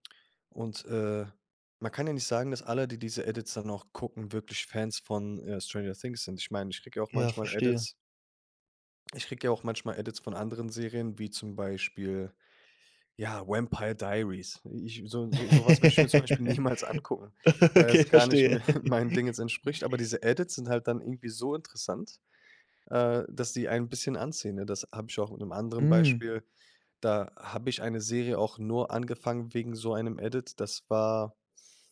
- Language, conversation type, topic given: German, podcast, Wie beeinflussen soziale Medien, welche Serien viral gehen?
- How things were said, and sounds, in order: other background noise; laugh; laughing while speaking: "Okay, verstehe"; laughing while speaking: "niemals"; laughing while speaking: "mehr"; laugh